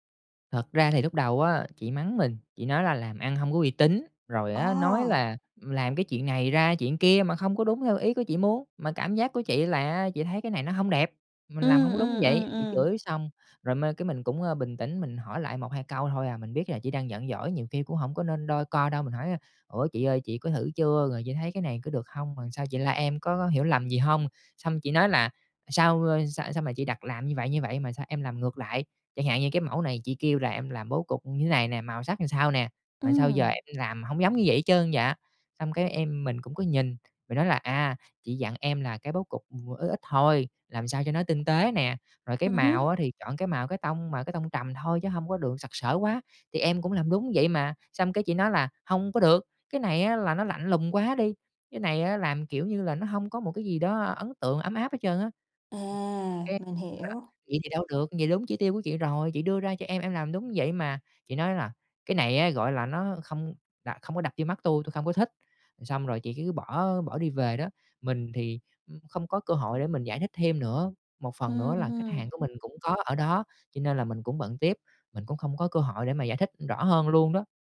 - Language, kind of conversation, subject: Vietnamese, advice, Bạn đã nhận phản hồi gay gắt từ khách hàng như thế nào?
- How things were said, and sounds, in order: tapping; other background noise; other noise